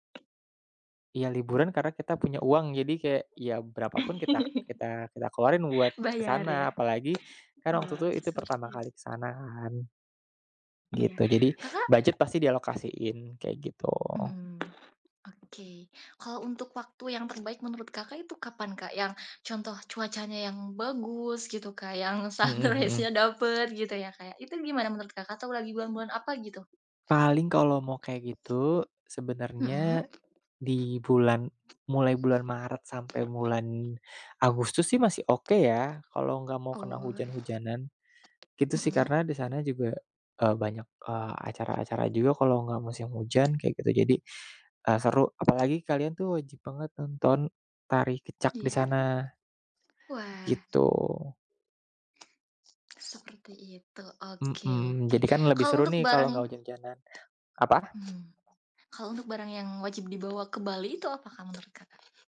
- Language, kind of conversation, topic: Indonesian, podcast, Apa salah satu pengalaman perjalanan paling berkesan yang pernah kamu alami?
- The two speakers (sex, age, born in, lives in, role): female, 20-24, Indonesia, Indonesia, host; male, 25-29, Indonesia, Indonesia, guest
- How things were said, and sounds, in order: tapping; other background noise; chuckle; laughing while speaking: "sunrise-nya"; in English: "sunrise-nya"; "bulan" said as "mulan"